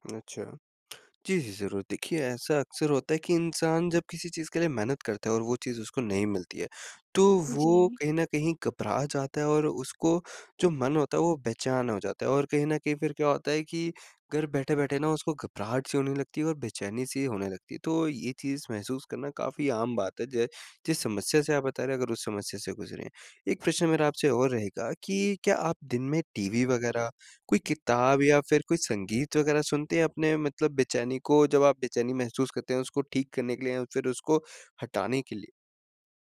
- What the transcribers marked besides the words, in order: tapping
- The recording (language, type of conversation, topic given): Hindi, advice, घर पर आराम करते समय बेचैनी या घबराहट क्यों होती है?
- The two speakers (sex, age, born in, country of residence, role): female, 20-24, India, India, user; male, 20-24, India, India, advisor